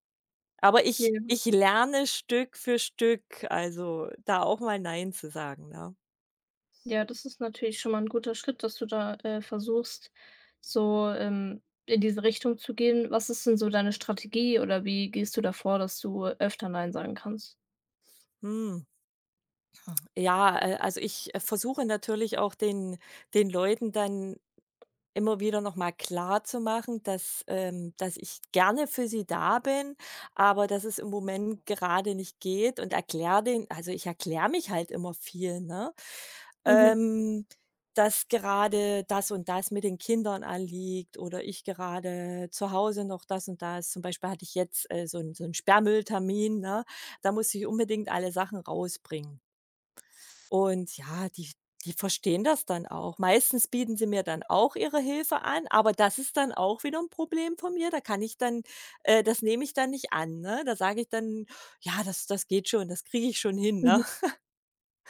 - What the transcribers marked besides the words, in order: other background noise; other noise; chuckle
- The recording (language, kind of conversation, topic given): German, advice, Wie kann ich Nein sagen und meine Grenzen ausdrücken, ohne mich schuldig zu fühlen?